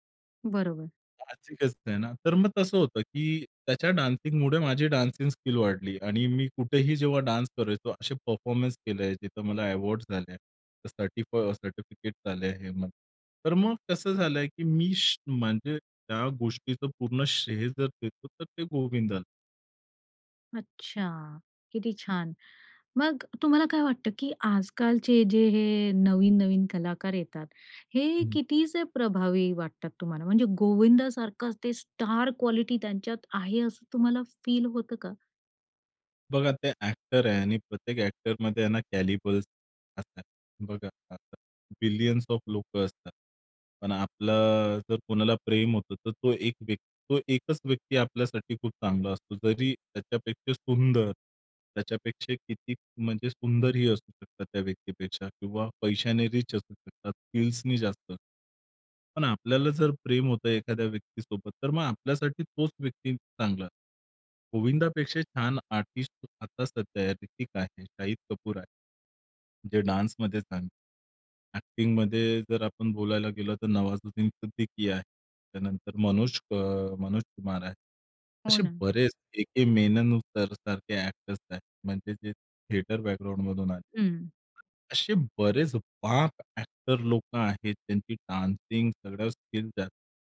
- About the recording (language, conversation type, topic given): Marathi, podcast, आवडत्या कलाकारांचा तुमच्यावर कोणता प्रभाव पडला आहे?
- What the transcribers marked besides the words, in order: in English: "डान्सिंगमुळे"; in English: "डान्सिंग स्किल"; in English: "डान्स"; in English: "परफॉर्मन्स"; in English: "अवॉर्ड"; in English: "सर्टिफिकेट्स"; tapping; in English: "स्टार क्वालिटी"; in English: "फील"; in English: "ॲक्टर"; in English: "ॲक्टरमध्ये"; in English: "कॅलिबल्स"; "कॅलिबर्स" said as "कॅलिबल्स"; unintelligible speech; in English: "बिलियन्स ऑफ"; in English: "रिच"; in English: "आर्टिस्ट"; other background noise; in English: "डान्समध्ये"; in English: "ॲक्टिंगमध्ये"; in English: "एक्टर्स"; in English: "थिएटर बॅकग्राउंडमधून"; in English: "ॲक्टर"; in English: "डान्सिंग"